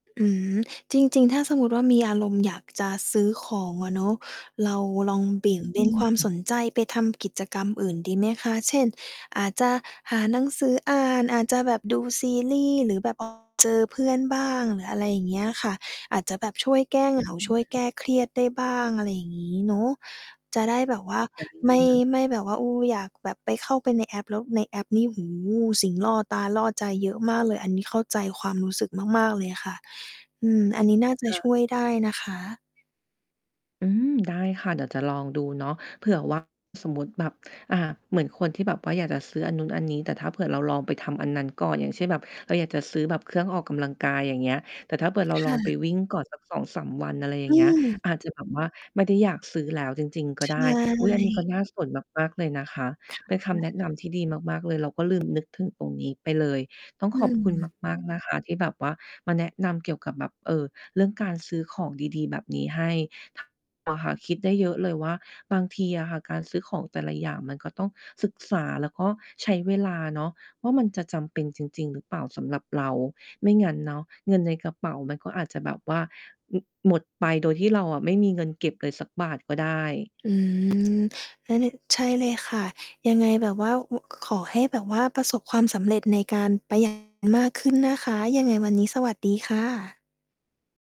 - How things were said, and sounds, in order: tapping; other background noise; distorted speech; mechanical hum
- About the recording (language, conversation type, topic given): Thai, advice, ฉันควรทำอย่างไรถ้าชอบซื้อของชิ้นเล็กๆ บ่อยจนทำให้เงินเก็บลดลง?